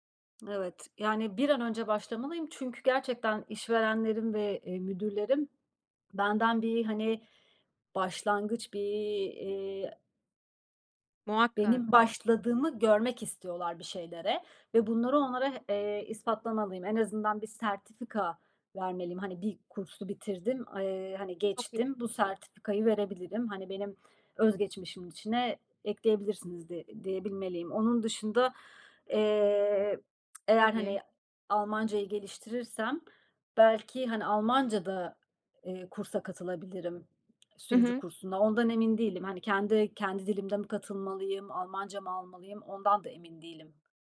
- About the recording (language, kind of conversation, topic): Turkish, advice, Hedefler koymama rağmen neden motive olamıyor ya da hedeflerimi unutuyorum?
- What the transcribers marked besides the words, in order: other background noise; tsk